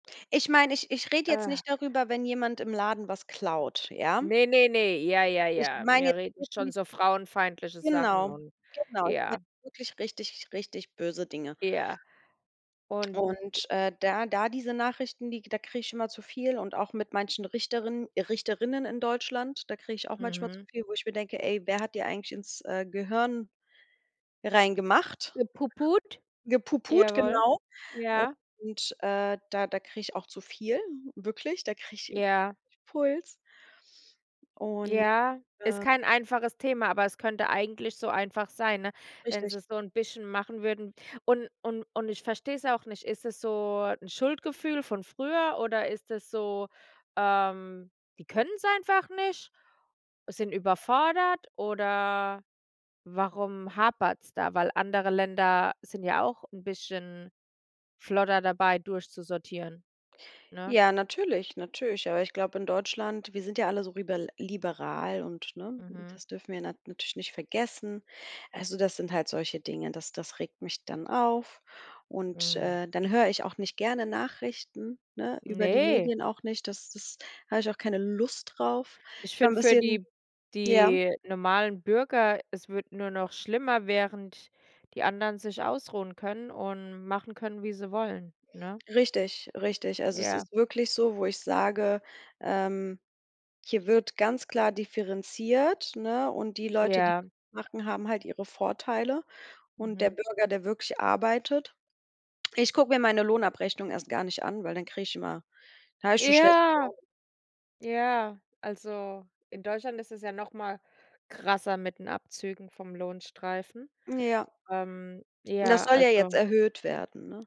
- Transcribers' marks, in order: other background noise; stressed: "Lust"; stressed: "Ja"; stressed: "krasser"
- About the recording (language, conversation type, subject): German, unstructured, Wie reagierst du auf überraschende Nachrichten in den Medien?